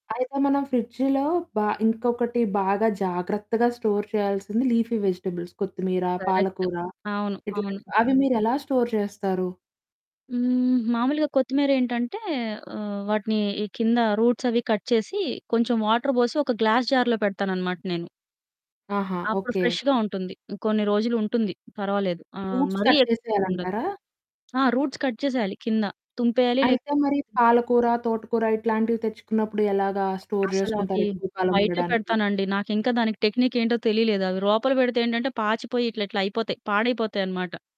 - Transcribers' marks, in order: static; distorted speech; in English: "స్టోర్"; in English: "లీఫీ వెజిటబుల్స్"; in English: "కరెక్ట్"; in English: "స్టోర్"; in English: "రూట్స్"; in English: "కట్"; in English: "వాటర్"; in English: "గ్లాస్ జార్‌లో"; in English: "ఫ్రెష్‌గా"; in English: "రూట్స్ కట్"; other background noise; tapping; in English: "రూట్స్ కట్"; in English: "స్టోర్"; in English: "టెక్నిక్"
- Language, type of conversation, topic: Telugu, podcast, ఫ్రిడ్జ్‌ను శుభ్రంగా, క్రమబద్ధంగా ఎలా ఉంచుతారు?